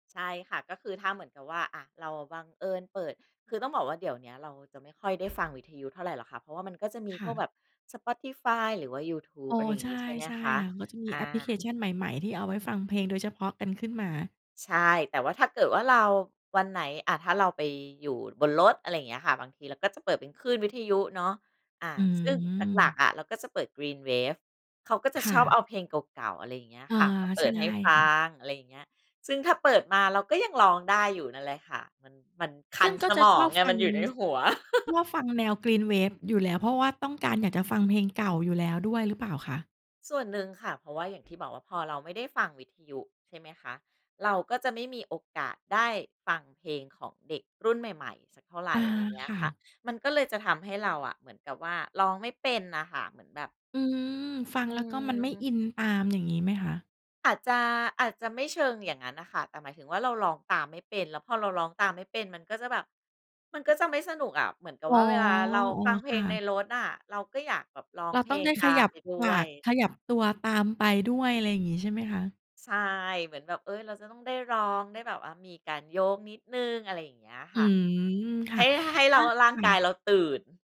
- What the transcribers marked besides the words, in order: laugh
- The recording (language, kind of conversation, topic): Thai, podcast, เพลงอะไรที่ทำให้คุณนึกถึงวัยเด็กมากที่สุด?